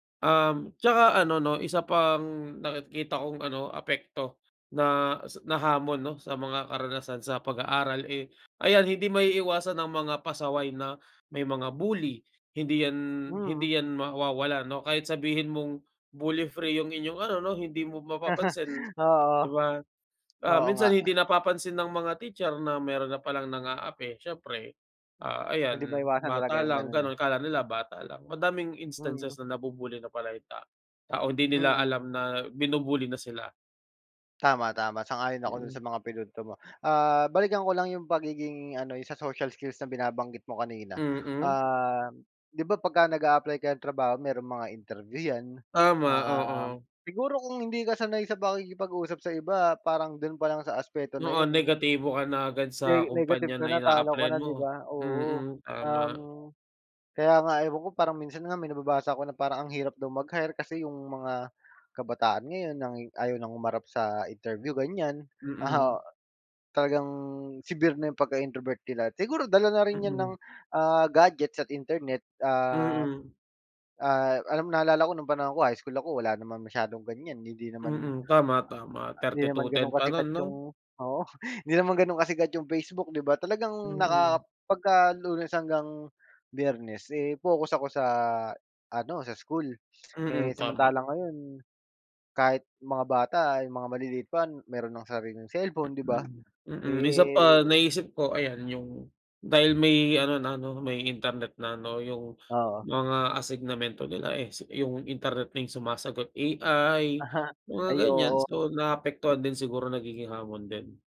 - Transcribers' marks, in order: chuckle; in English: "instances"; laughing while speaking: "oo"; other background noise; chuckle
- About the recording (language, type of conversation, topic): Filipino, unstructured, Paano mo maipapaliwanag ang kahalagahan ng edukasyon sa mga kabataan?